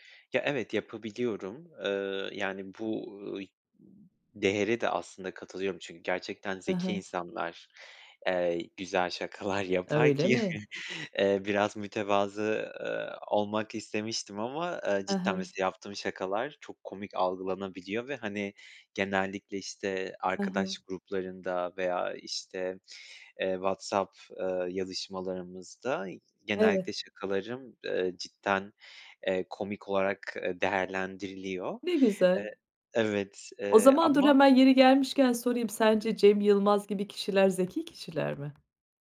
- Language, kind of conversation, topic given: Turkish, podcast, Kısa mesajlarda mizahı nasıl kullanırsın, ne zaman kaçınırsın?
- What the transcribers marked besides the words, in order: laughing while speaking: "şakalar yapar ki"; other background noise